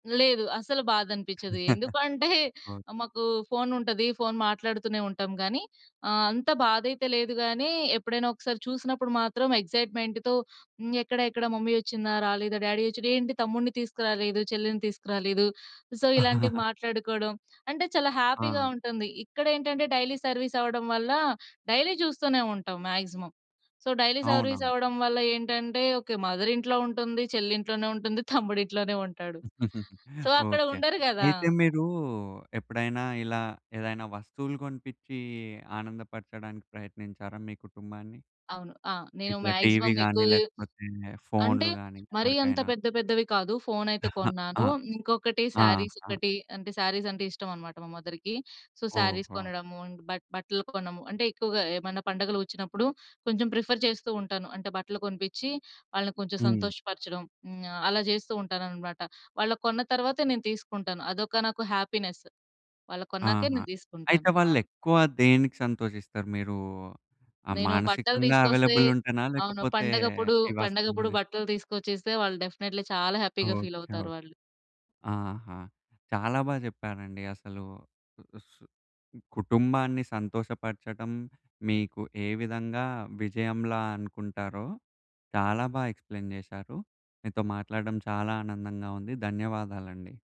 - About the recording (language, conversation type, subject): Telugu, podcast, కుటుంబాన్ని సంతోషపెట్టడం నిజంగా విజయం అని మీరు భావిస్తారా?
- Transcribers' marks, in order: chuckle; in English: "ఎక్సైట్‌మెంట్‌తో"; in English: "మమ్మీ"; in English: "డ్యాడీ"; chuckle; in English: "సో"; in English: "హ్యాపీగా"; in English: "డైలీ సర్వీస్"; in English: "డైలీ"; in English: "మాక్సిమం. సో డైలీ సర్వీస్"; in English: "మదర్"; giggle; chuckle; in English: "సో"; other noise; in English: "మాక్సిమం"; giggle; in English: "సారీస్"; in English: "సారీస్"; in English: "మదర్‌కి. సో సారీస్"; in English: "ప్రిఫర్"; in English: "హ్యాపీనెస్"; in English: "అవైలబుల్"; in English: "డెఫినేట్‌లీ"; in English: "హ్యాపీ‌గా ఫీల్"; in English: "ఎక్స్‌ప్లేయిన్"